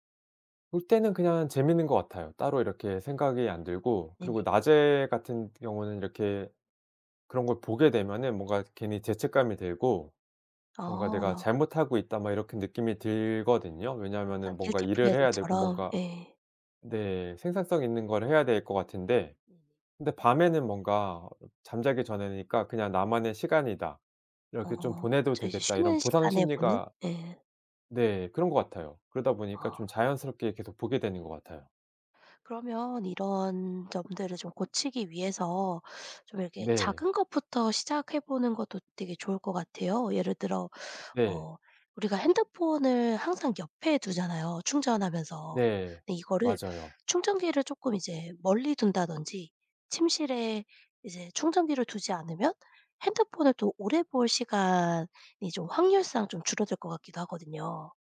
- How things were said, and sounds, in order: in English: "Guilty Pleasure"
- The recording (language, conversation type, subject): Korean, advice, 스마트폰과 미디어 사용을 조절하지 못해 시간을 낭비했던 상황을 설명해 주실 수 있나요?